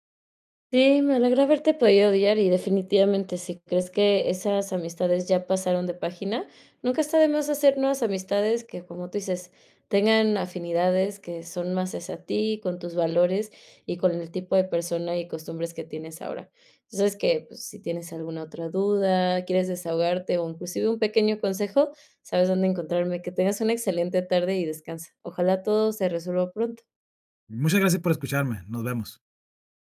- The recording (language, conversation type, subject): Spanish, advice, ¿Cómo puedo describir lo que siento cuando me excluyen en reuniones con mis amigos?
- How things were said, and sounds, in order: none